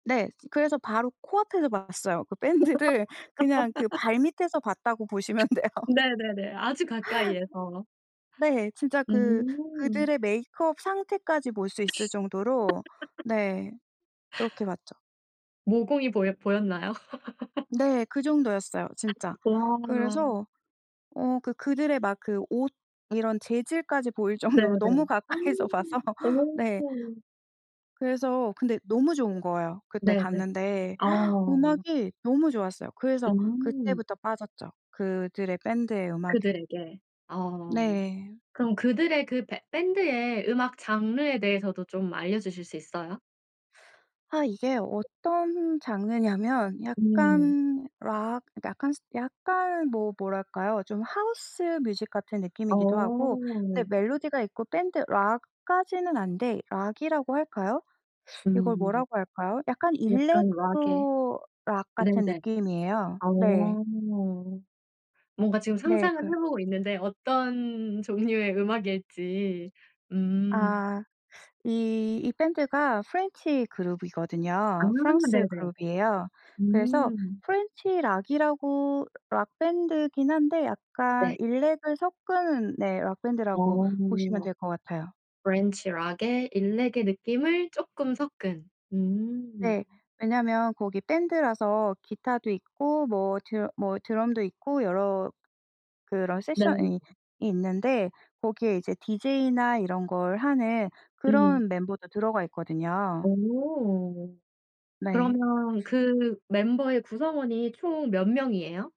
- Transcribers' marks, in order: laugh; laughing while speaking: "밴드를"; laughing while speaking: "보시면 돼요"; other background noise; laugh; laugh; laughing while speaking: "정도로"; laughing while speaking: "가까이서 봐서"; gasp; put-on voice: "프렌치 락에"
- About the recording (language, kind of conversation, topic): Korean, podcast, 요즘 가장 좋아하는 가수나 밴드는 누구이고, 어떤 점이 좋아요?